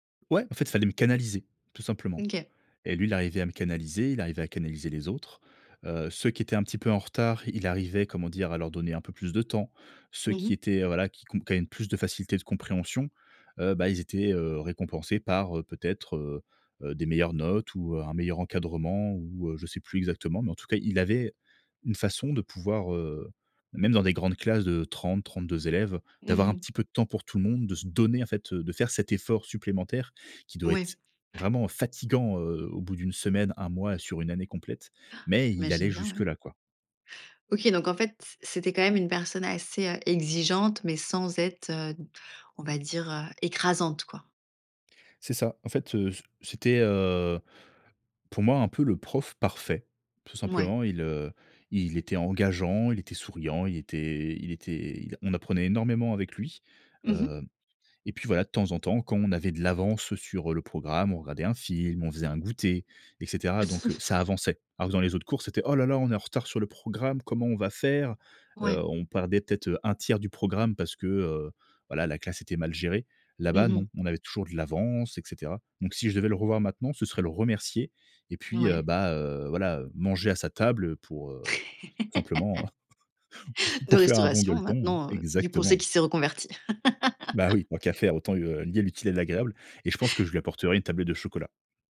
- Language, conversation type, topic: French, podcast, Tu te souviens d’un professeur qui a tout changé pour toi ?
- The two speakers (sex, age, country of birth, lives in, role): female, 30-34, France, France, host; male, 30-34, France, France, guest
- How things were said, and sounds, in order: stressed: "canaliser"; stressed: "donner"; tapping; stressed: "fatigant"; stressed: "écrasante"; stressed: "parfait"; chuckle; "perdait" said as "pardait"; laugh; laughing while speaking: "pour faire"; laugh